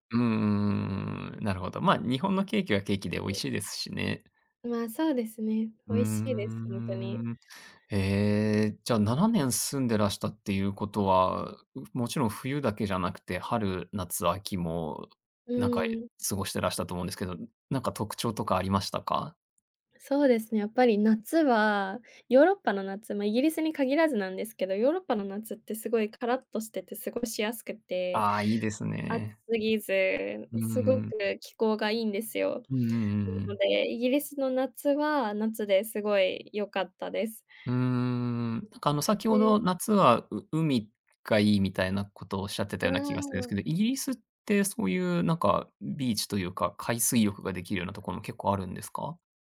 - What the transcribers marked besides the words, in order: unintelligible speech; drawn out: "うーん"
- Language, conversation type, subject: Japanese, podcast, 季節ごとに楽しみにしていることは何ですか？
- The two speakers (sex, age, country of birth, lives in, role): female, 20-24, Japan, Japan, guest; male, 40-44, Japan, Japan, host